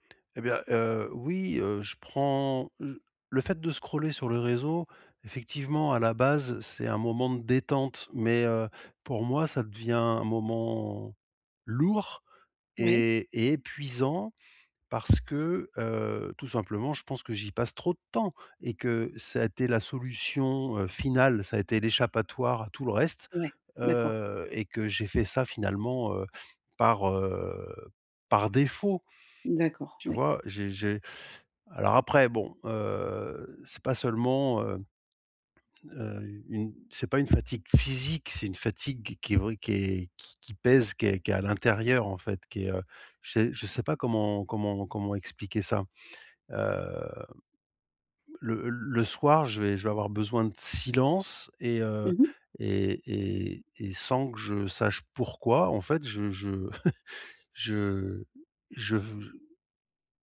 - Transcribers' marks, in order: stressed: "lourd"; tapping; sniff; teeth sucking; swallow; chuckle
- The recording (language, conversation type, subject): French, advice, Pourquoi je n’ai pas d’énergie pour regarder ou lire le soir ?